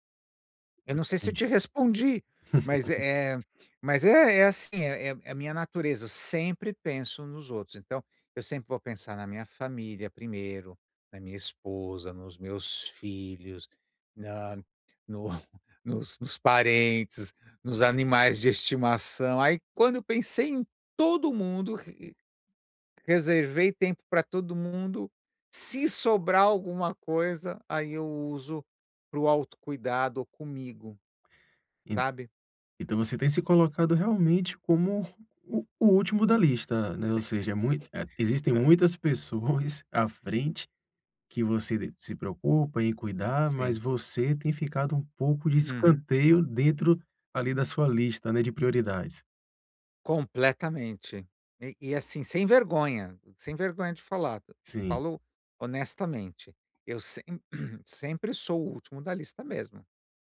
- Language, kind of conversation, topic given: Portuguese, advice, Como posso reservar tempo regular para o autocuidado na minha agenda cheia e manter esse hábito?
- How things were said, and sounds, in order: laugh; laughing while speaking: "no"; laugh; throat clearing